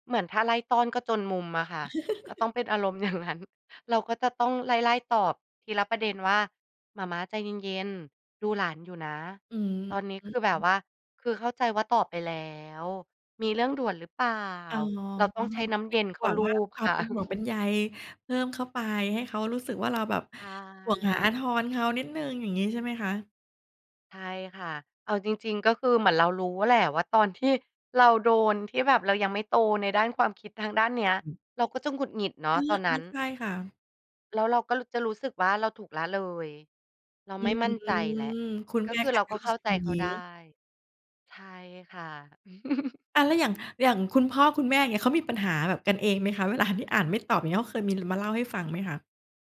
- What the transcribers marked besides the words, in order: laugh; laughing while speaking: "อย่างงั้น"; chuckle; drawn out: "ใช่"; drawn out: "อืม"; chuckle; laughing while speaking: "เวลา"
- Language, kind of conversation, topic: Thai, podcast, คุณรู้สึกยังไงกับคนที่อ่านแล้วไม่ตอบ?